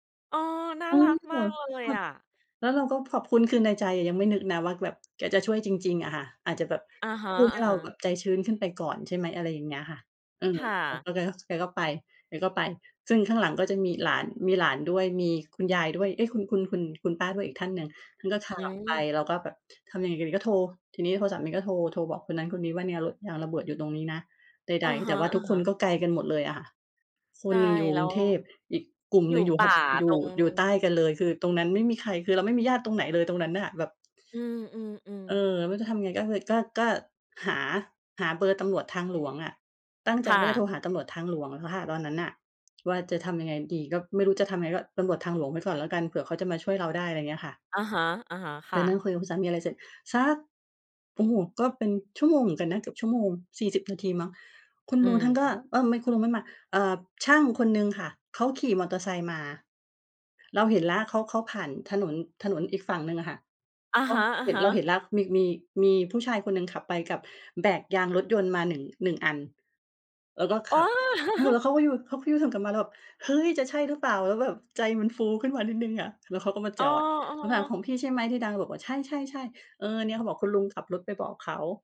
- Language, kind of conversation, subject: Thai, podcast, คุณเคยเจอคนใจดีช่วยเหลือระหว่างเดินทางไหม เล่าให้ฟังหน่อย?
- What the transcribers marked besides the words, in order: tapping; laugh